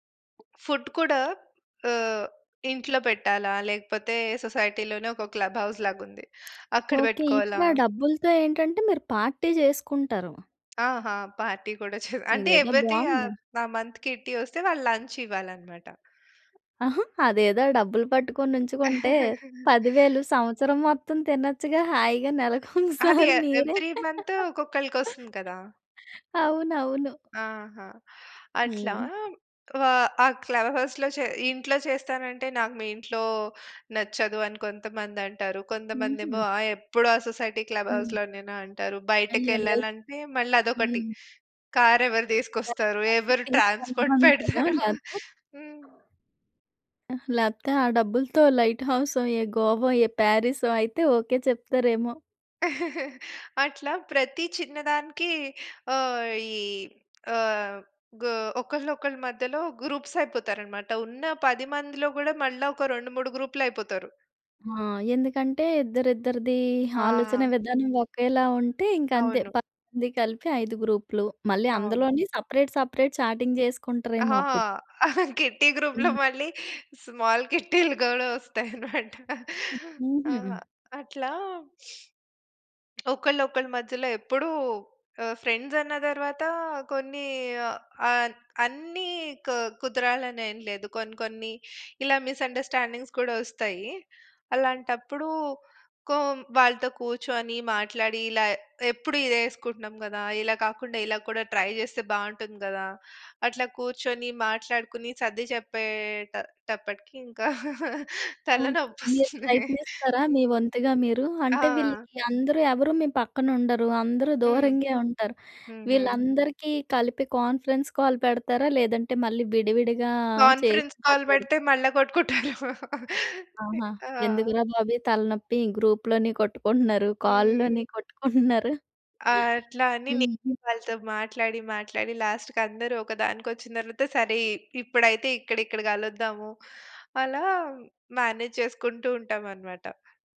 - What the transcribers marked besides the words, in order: other noise; in English: "ఫుడ్"; in English: "సొసైటీలోనే"; in English: "క్లబ్"; in English: "పార్టీ"; tapping; in English: "పార్టీ"; in English: "మంత్ కిట్టి"; in English: "లంచ్"; chuckle; chuckle; laughing while speaking: "పదివేలు సంవత్సరం మొత్తం తినచ్చుగా! హాయిగా నెలకోసారి మీరే! అవునవును"; in English: "ఎ ఎవ్రీ మంత్"; in English: "క్లవ్ హౌస్‌లో"; in English: "సొసైటీ క్లబ్"; in English: "లైఫ్"; in English: "బ్రేక్‌ఫాస్ట్‌కి"; in English: "ట్రాన్స్‌పోర్ట్"; chuckle; other background noise; chuckle; in English: "గ్రూప్స్"; in English: "సెపరేట్, సెపరేట్ చాటింగ్"; laughing while speaking: "కిట్టీ గ్రూప్‌లో మళ్ళీ స్మాల్ కిట్టీలు గూడా ఒస్తాయి అన్నమాట"; in English: "గ్రూప్‌లో"; in English: "స్మాల్"; sniff; in English: "ఫ్రెండ్స్"; in English: "మిసండర్స్టాండింగ్స్"; in English: "ట్రై"; laughing while speaking: "తలనొప్పి ఒస్తుంది"; in English: "కాన్ఫరెన్స్ కాల్"; in English: "కాన్ఫరెన్స్ కాల్"; laughing while speaking: "కొట్టుకుంటారేమో"; in English: "గ్రూప్‌లోని"; laughing while speaking: "కొట్టుకుంటున్నారు. కాల్‌ల్లోని కొట్టుకుంటున్నారు"; in English: "కాల్‌ల్లోని"; in English: "లాస్ట్‌కి"; in English: "మేనేజ్"
- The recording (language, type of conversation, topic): Telugu, podcast, స్నేహితుల గ్రూప్ చాట్‌లో మాటలు గొడవగా మారితే మీరు ఎలా స్పందిస్తారు?